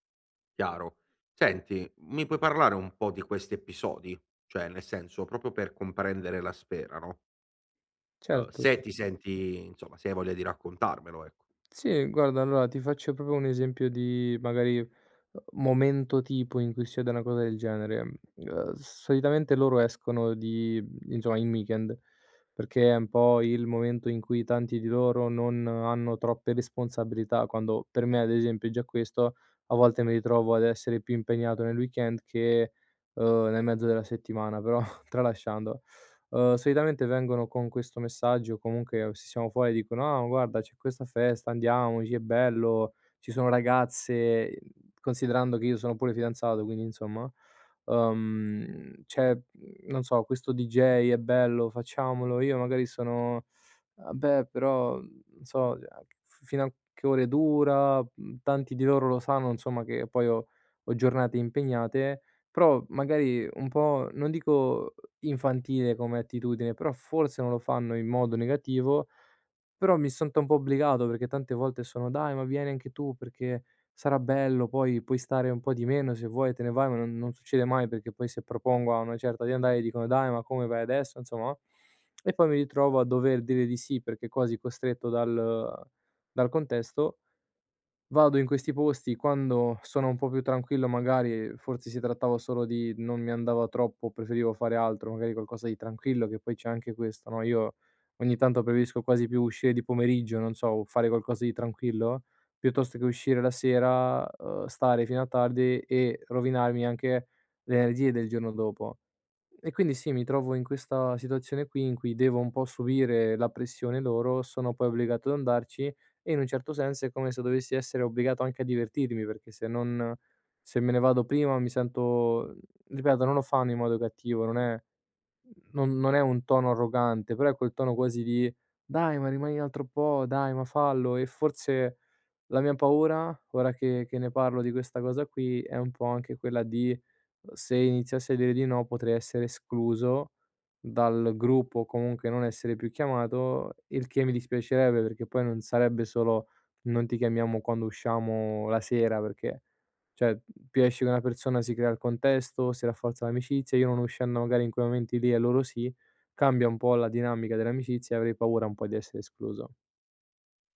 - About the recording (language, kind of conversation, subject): Italian, advice, Come posso restare fedele ai miei valori senza farmi condizionare dalle aspettative del gruppo?
- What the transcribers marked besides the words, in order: "proprio" said as "propio"; tapping; "allora" said as "alloa"; "proprio" said as "propio"; "succede" said as "scede"; laughing while speaking: "però"; unintelligible speech; "insomma" said as "nzomma"; other background noise; "cioè" said as "ceh"